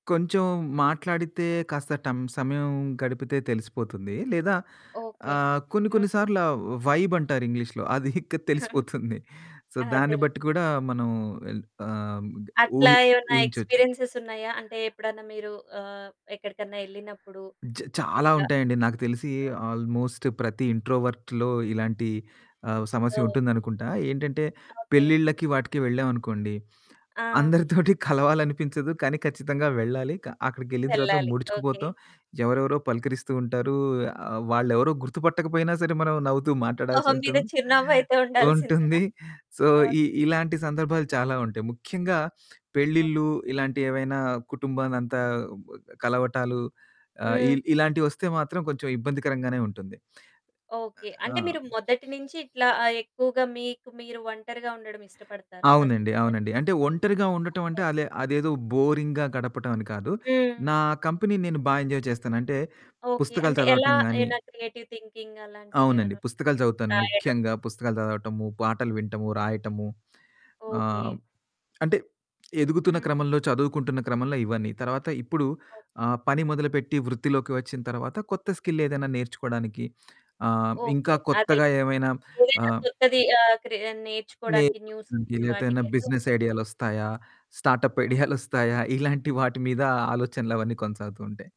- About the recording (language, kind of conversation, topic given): Telugu, podcast, సృజనాత్మక పనిలో ఒంటరిగా ఉండటం మీకు ఎలా అనిపిస్తుంది?
- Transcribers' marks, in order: in English: "వైబ్"; laughing while speaking: "అది ఇక తెలిసిపోతుంది"; chuckle; in English: "సో"; in English: "ఎక్స్‌పీరియన్సె‌స్"; in English: "ఆల్‌మోస్ట్"; in English: "ఇంట్రోవర్ట్‌లో"; other background noise; laughing while speaking: "అందరితోటి కలవాలనిపించదు"; in English: "సో"; in English: "ఫస్ట్"; in English: "బోరింగ్‌గా"; in English: "కంపెనీ"; in English: "ఎంజాయ్"; in English: "క్రియేటివ్ థింకింగ్"; in English: "స్కిల్"; distorted speech; in English: "న్యూస్"; in English: "బిజినెస్"; in English: "స్టార్ట్‌అప్"